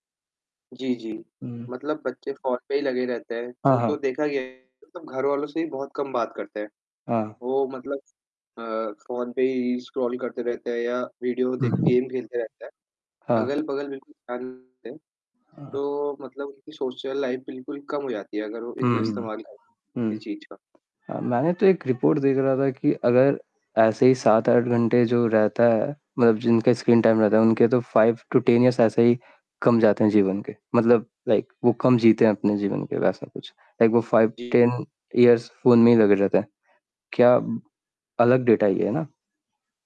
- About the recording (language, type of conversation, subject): Hindi, unstructured, बच्चों की पढ़ाई पर कोविड-19 का क्या असर पड़ा है?
- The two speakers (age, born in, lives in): 18-19, India, India; 18-19, India, India
- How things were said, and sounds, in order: distorted speech; static; other background noise; in English: "स्क्रॉल"; in English: "गेम"; in English: "सोशल लाइफ"; in English: "फाइव टू टेन एयर्स"; in English: "लाइक"; in English: "लाइक"; in English: "फाइव टेन एयर्स"; in English: "डाटा"